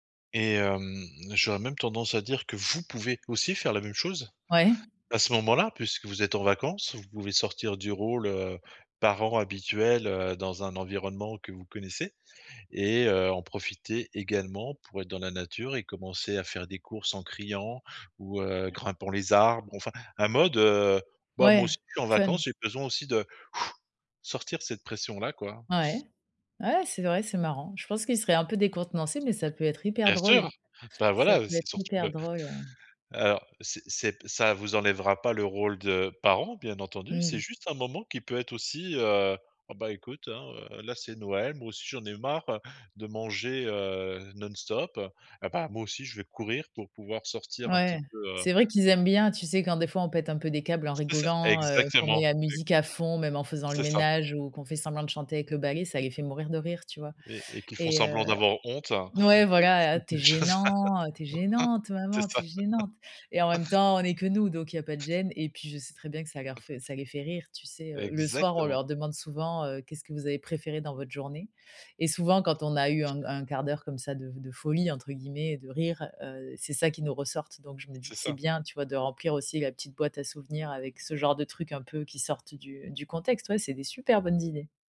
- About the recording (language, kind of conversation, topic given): French, advice, Comment éviter d’être épuisé après des événements sociaux ?
- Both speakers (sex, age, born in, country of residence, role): female, 35-39, France, France, user; male, 50-54, France, France, advisor
- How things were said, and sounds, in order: tapping; blowing; unintelligible speech; laugh; chuckle; chuckle